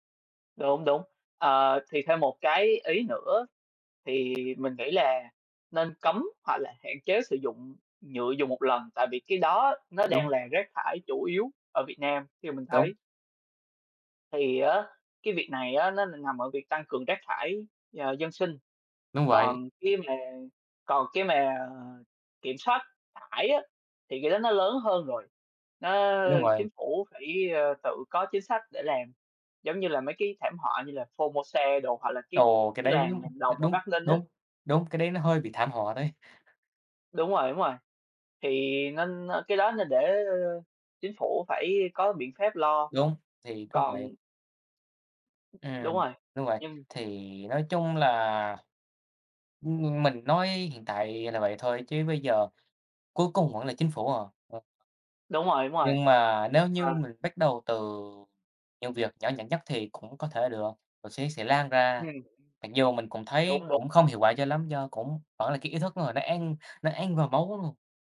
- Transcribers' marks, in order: other background noise
- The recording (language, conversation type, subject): Vietnamese, unstructured, Chính phủ cần làm gì để bảo vệ môi trường hiệu quả hơn?